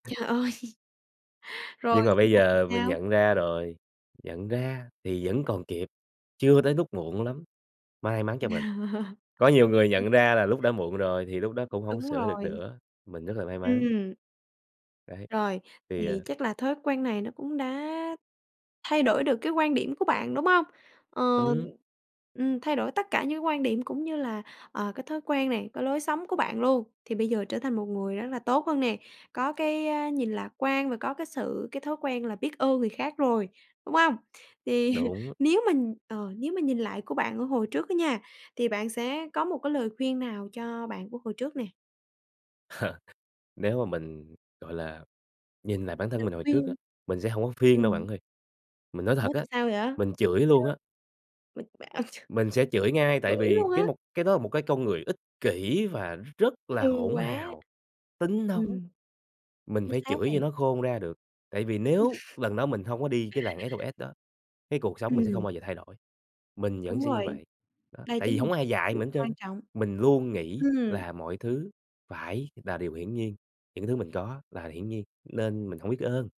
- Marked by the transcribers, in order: other noise; chuckle; chuckle; tapping; other background noise; chuckle; chuckle; chuckle; laugh; unintelligible speech
- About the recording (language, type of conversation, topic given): Vietnamese, podcast, Một thói quen nhỏ nào đã từng thay đổi cuộc sống của bạn?